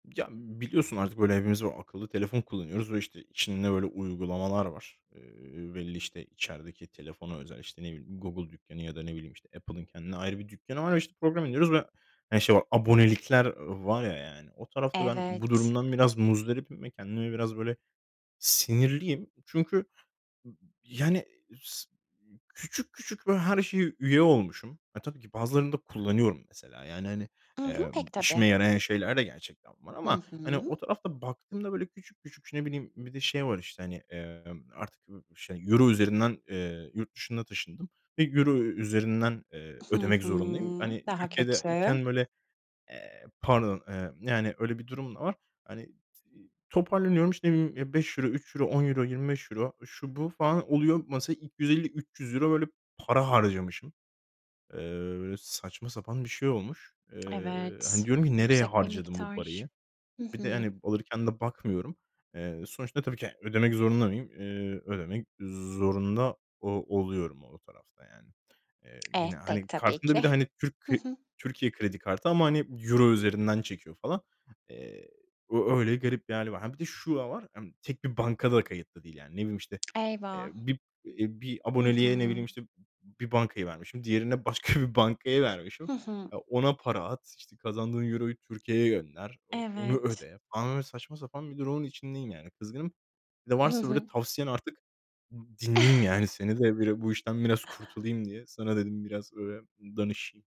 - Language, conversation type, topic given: Turkish, advice, Aboneliklerinizi ve gizli harcamalarınızı takip etmekte neden zorlanıyorsunuz?
- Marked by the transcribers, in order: other background noise; stressed: "abonelikler"; drawn out: "Hı hı"; tapping; "Mesa" said as "mesela"; laughing while speaking: "başka bir bankayı vermişim"